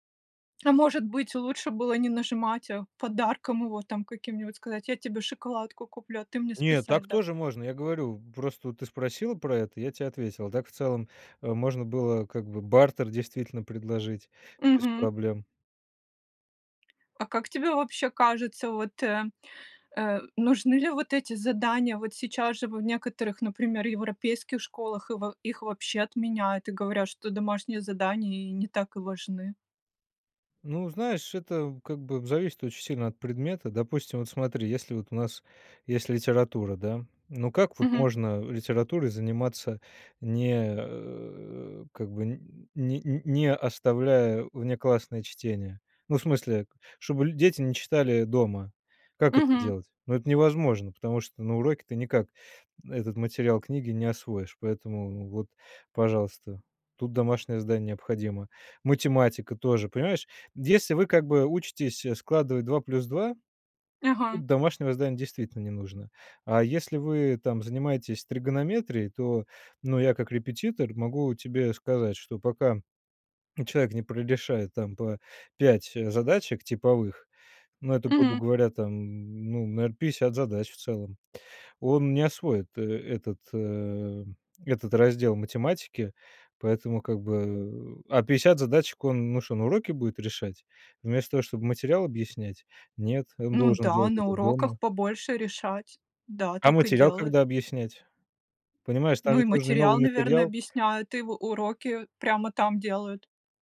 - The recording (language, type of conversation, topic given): Russian, podcast, Что вы думаете о домашних заданиях?
- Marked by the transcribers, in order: tapping